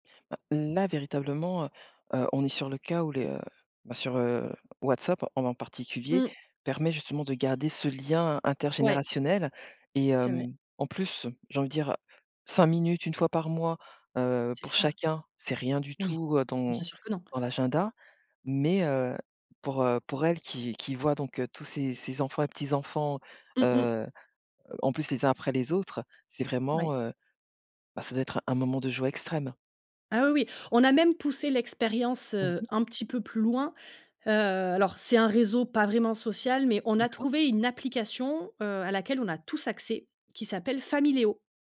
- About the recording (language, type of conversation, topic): French, podcast, Tu penses que les réseaux sociaux rapprochent ou éloignent les gens ?
- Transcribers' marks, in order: none